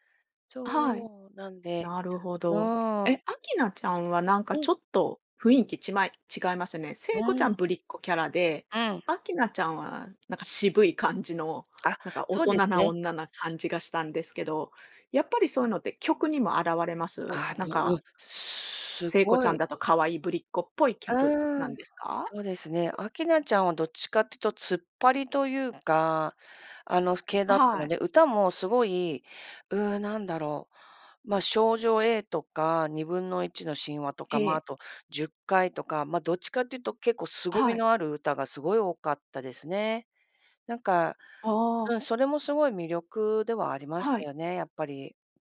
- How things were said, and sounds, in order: none
- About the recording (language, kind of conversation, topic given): Japanese, podcast, 昔好きだった曲は、今でも聴けますか？